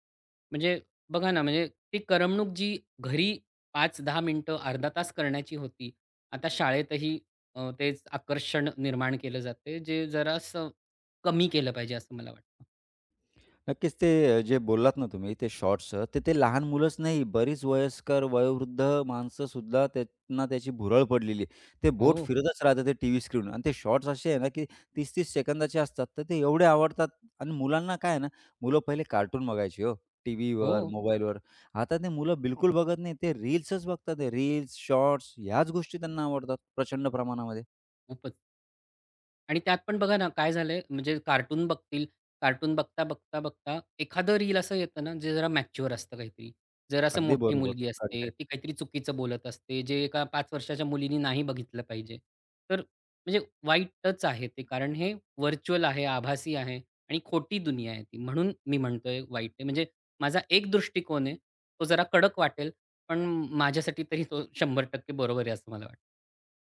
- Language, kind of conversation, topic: Marathi, podcast, मुलांसाठी स्क्रीनसमोरचा वेळ मर्यादित ठेवण्यासाठी तुम्ही कोणते नियम ठरवता आणि कोणत्या सोप्या टिप्स उपयोगी पडतात?
- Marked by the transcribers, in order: other background noise; tapping; in English: "व्हर्चुअल"